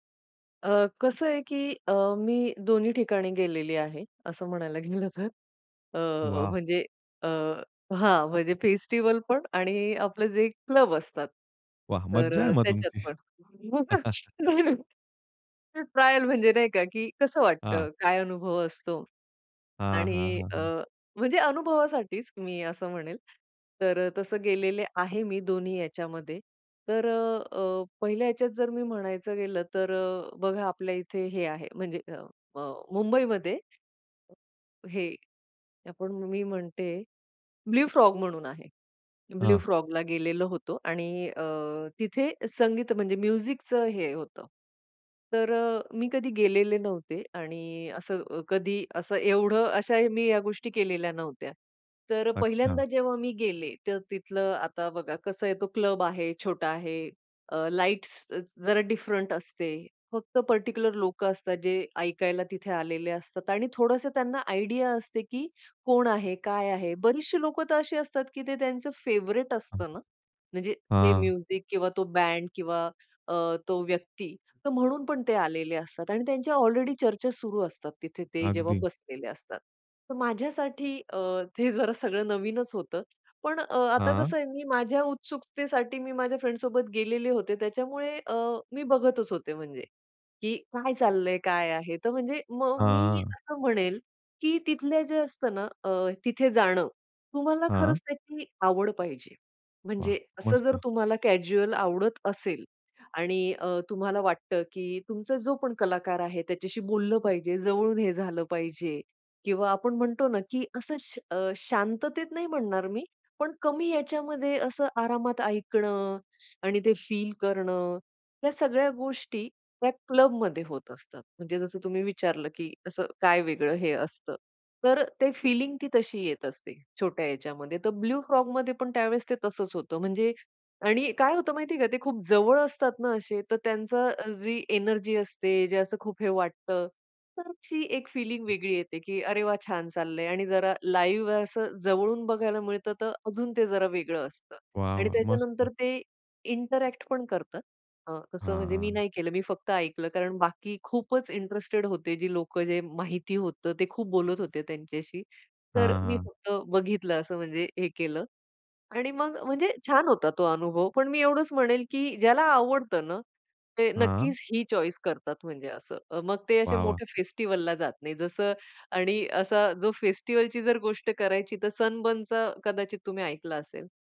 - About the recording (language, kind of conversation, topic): Marathi, podcast, फेस्टिव्हल आणि छोट्या क्लबमधील कार्यक्रमांमध्ये तुम्हाला नेमका काय फरक जाणवतो?
- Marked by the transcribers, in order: laughing while speaking: "गेलं तर"; unintelligible speech; unintelligible speech; chuckle; other noise; in English: "म्युझिकचं"; in English: "पर्टिक्युलर"; in English: "आयडिया"; in English: "म्युझिक"; laughing while speaking: "ते जरा सगळं"; in English: "फ्रेंड्ससोबत"; in English: "कॅज्युअल"; in English: "लाईव्ह"; in English: "इंटरॅक्ट"